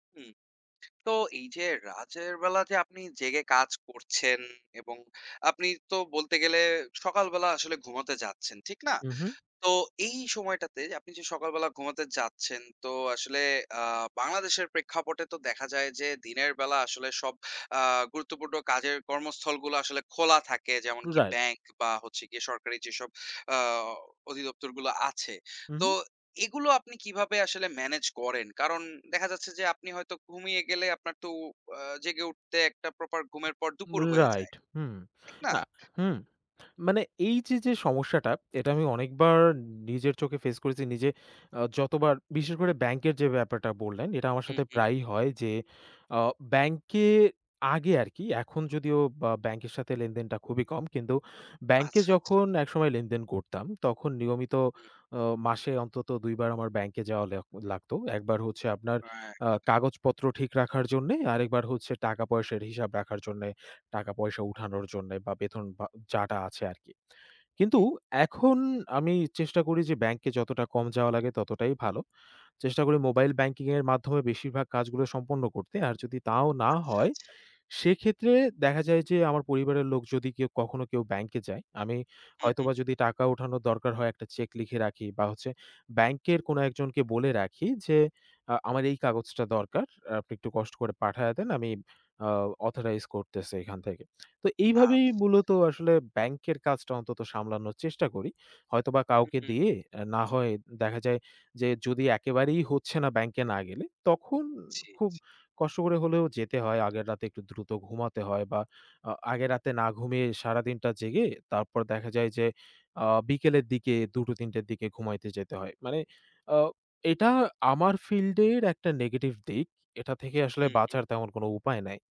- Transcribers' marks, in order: tapping; unintelligible speech; lip smack
- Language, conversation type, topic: Bengali, podcast, কাজ ও ব্যক্তিগত জীবনের ভারসাম্য বজায় রাখতে আপনি কী করেন?